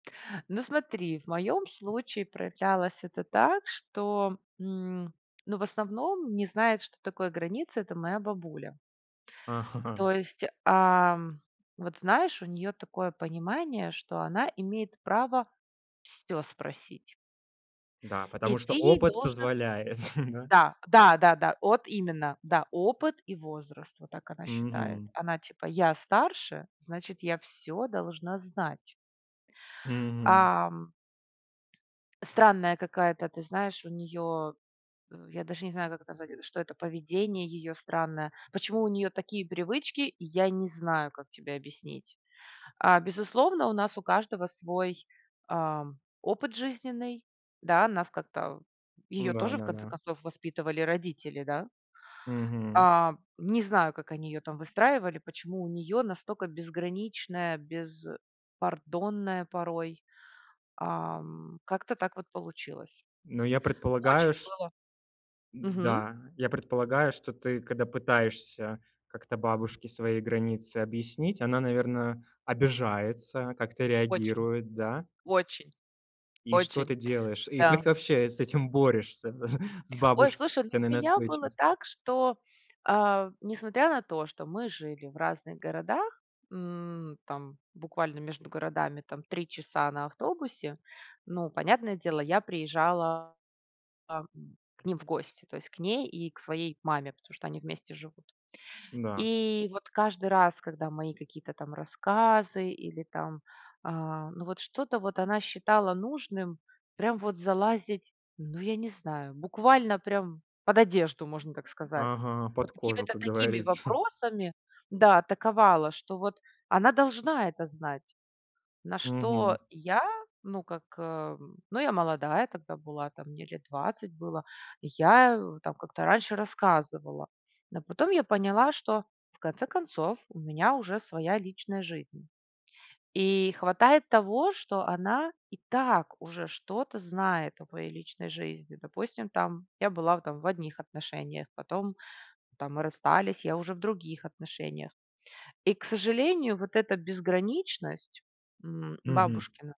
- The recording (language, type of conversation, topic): Russian, podcast, Как выстраивать личные границы с родственниками?
- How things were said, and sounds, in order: laughing while speaking: "Ага"; chuckle; tapping; chuckle; other background noise; chuckle